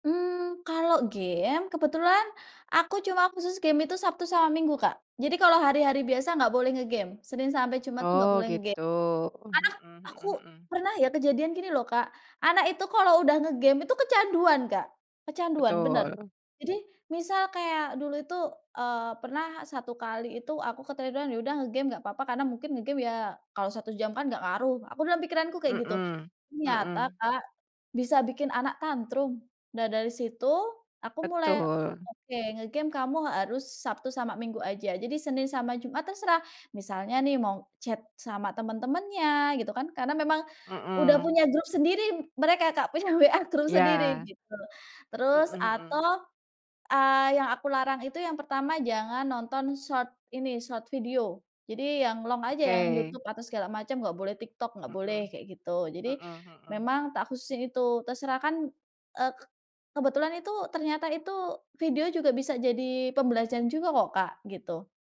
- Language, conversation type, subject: Indonesian, podcast, Bagaimana cara mengatur waktu layar anak saat menggunakan gawai tanpa memicu konflik di rumah?
- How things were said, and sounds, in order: in English: "chat"; in English: "short"; in English: "short"; in English: "long"